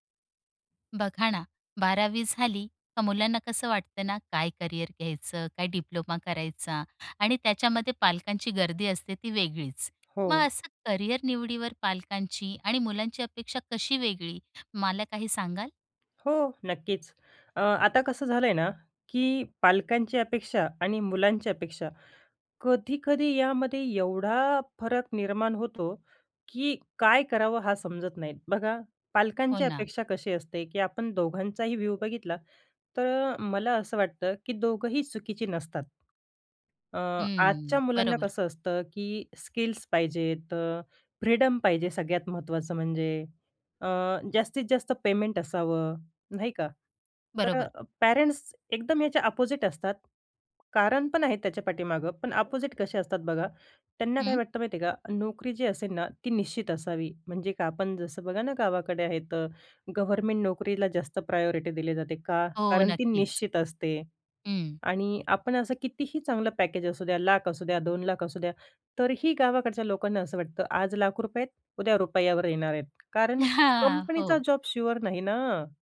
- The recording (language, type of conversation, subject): Marathi, podcast, करिअर निवडीबाबत पालकांच्या आणि मुलांच्या अपेक्षा कशा वेगळ्या असतात?
- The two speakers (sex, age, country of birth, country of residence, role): female, 30-34, India, India, guest; female, 35-39, India, India, host
- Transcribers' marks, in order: in English: "व्ह्यू"; in English: "स्किल्स"; in English: "फ्रीडम"; in English: "पेमेंट"; in English: "पॅरेंट्स"; in English: "अपोझिट"; in English: "अपोझिट"; in English: "प्रायोरिटी"; in English: "पॅकेज"; chuckle; in English: "जॉब शुअर"